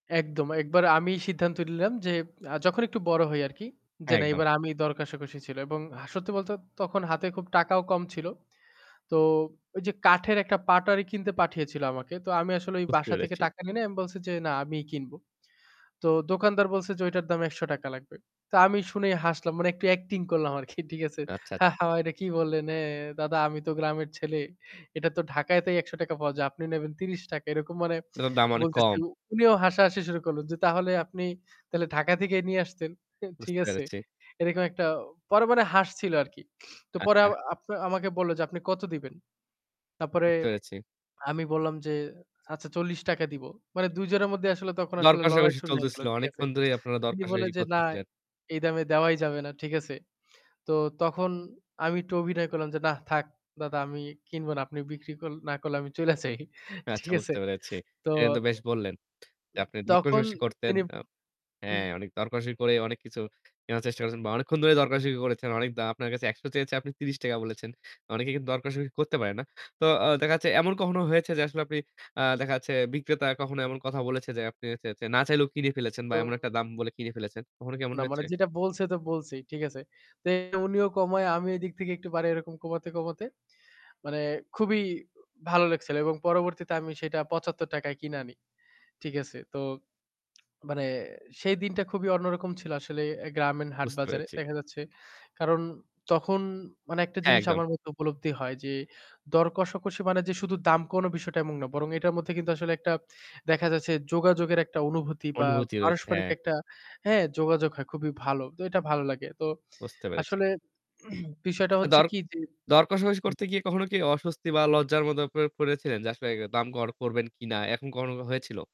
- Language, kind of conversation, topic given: Bengali, podcast, স্থানীয় বাজারে দর-কষাকষি করার আপনার কোনো মজার অভিজ্ঞতার কথা বলবেন?
- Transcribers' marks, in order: static; laughing while speaking: "আরকি"; distorted speech; tapping; other background noise; laughing while speaking: "করলে আমি চইলা যাই"; unintelligible speech; "দরকষাকষি" said as "দরকষাকি"; throat clearing